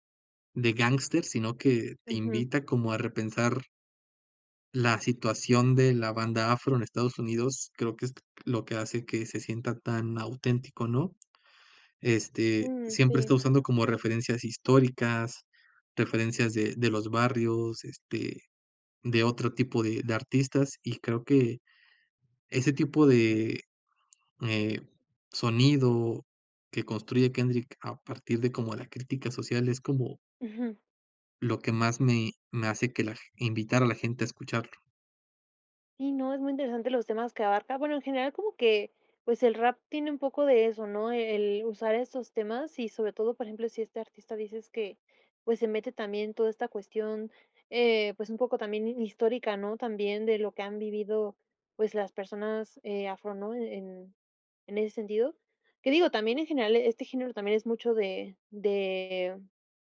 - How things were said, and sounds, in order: none
- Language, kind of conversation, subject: Spanish, podcast, ¿Qué artista recomendarías a cualquiera sin dudar?